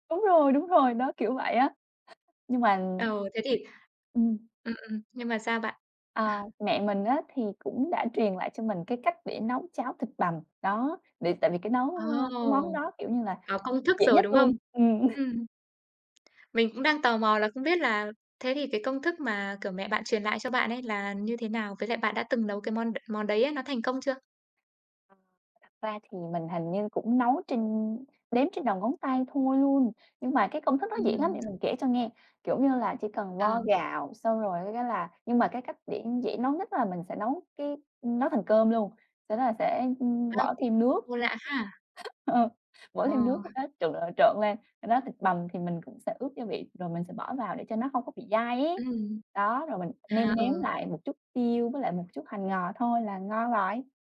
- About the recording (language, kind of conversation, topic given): Vietnamese, podcast, Bạn có thể kể về một kỷ niệm ẩm thực khiến bạn nhớ mãi không?
- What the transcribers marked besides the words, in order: other background noise; chuckle; tapping; chuckle; chuckle